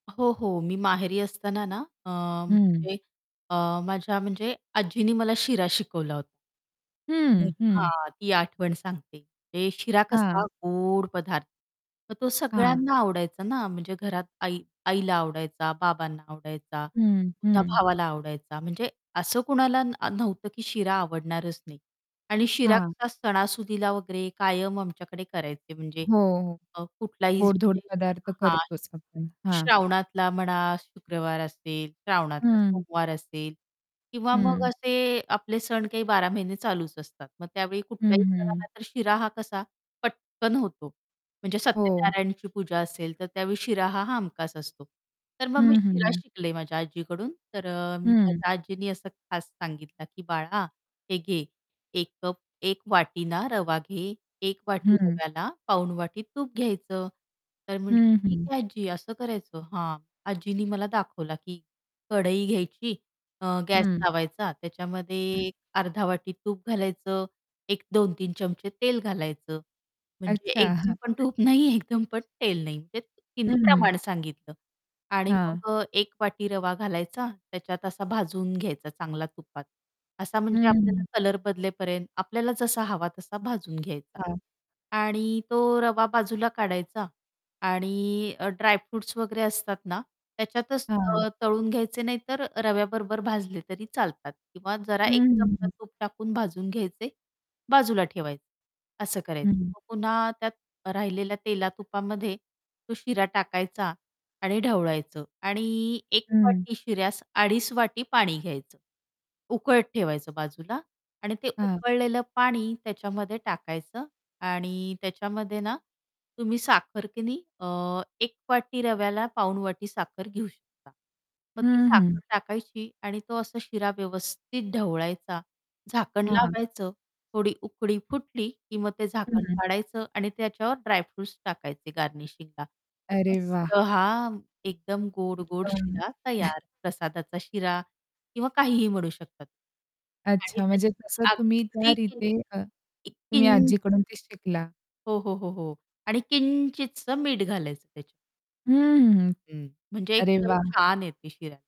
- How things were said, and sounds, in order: static; distorted speech; other background noise; tapping; laughing while speaking: "हां"; laughing while speaking: "एकदम पण तूप नाही"; in English: "गार्निशिंगला"; unintelligible speech; other noise
- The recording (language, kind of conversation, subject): Marathi, podcast, तुम्हाला घरातल्या पारंपरिक रेसिपी कशा पद्धतीने शिकवल्या गेल्या?